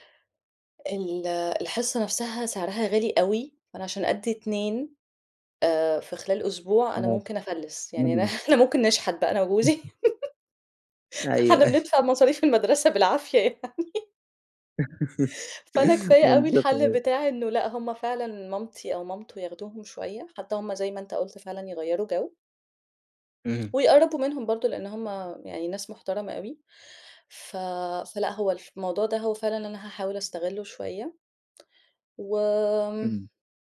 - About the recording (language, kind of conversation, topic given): Arabic, advice, إزاي أقدر ألاقي وقت للراحة والهوايات؟
- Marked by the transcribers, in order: laughing while speaking: "أنا أنا ممكن نشحت بقى … المدرسة بالعافية يعني"; chuckle; laugh; laughing while speaking: "أيوه، أيوه"; chuckle; giggle; unintelligible speech; laughing while speaking: "بالضبط أيوه"; tapping